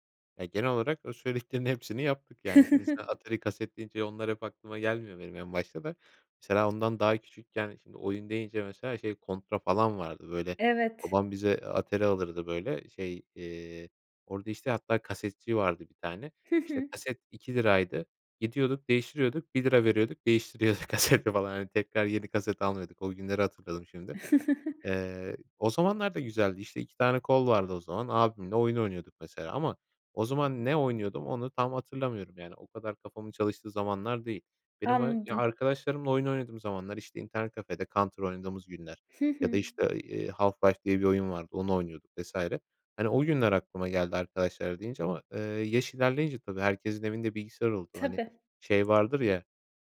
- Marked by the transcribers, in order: tapping; giggle; other background noise; laughing while speaking: "kaseti"; giggle
- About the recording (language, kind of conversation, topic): Turkish, podcast, Video oyunları senin için bir kaçış mı, yoksa sosyalleşme aracı mı?